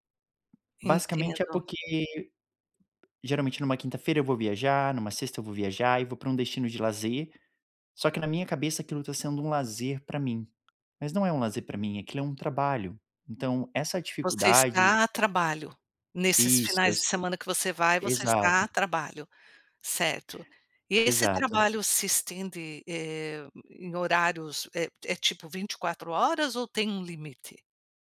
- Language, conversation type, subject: Portuguese, advice, Como o trabalho está invadindo seus horários de descanso e lazer?
- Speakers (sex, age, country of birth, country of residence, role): female, 55-59, Brazil, United States, advisor; male, 30-34, Brazil, Portugal, user
- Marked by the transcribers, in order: none